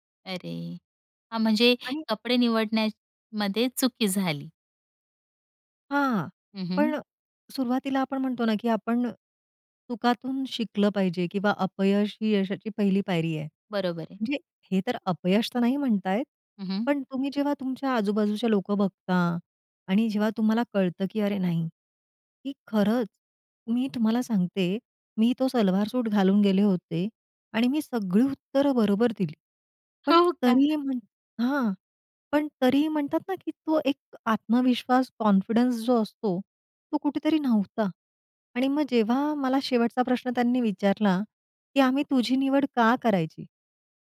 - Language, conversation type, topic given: Marathi, podcast, कपडे निवडताना तुझा मूड किती महत्त्वाचा असतो?
- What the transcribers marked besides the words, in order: tapping; laughing while speaking: "हो का"; in English: "कॉन्फिडन्स"